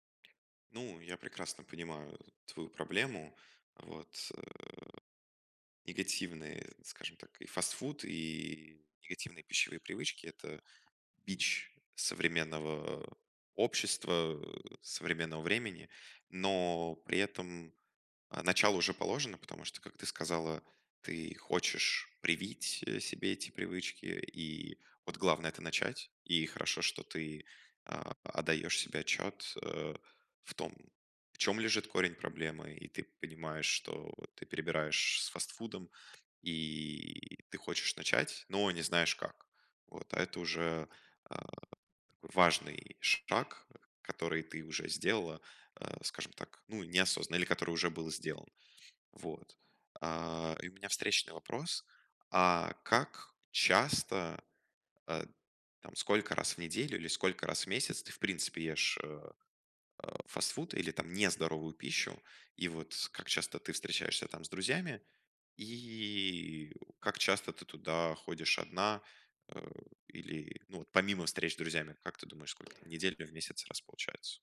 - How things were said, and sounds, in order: other background noise
- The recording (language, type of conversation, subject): Russian, advice, Как мне сократить употребление переработанных продуктов и выработать полезные пищевые привычки для здоровья?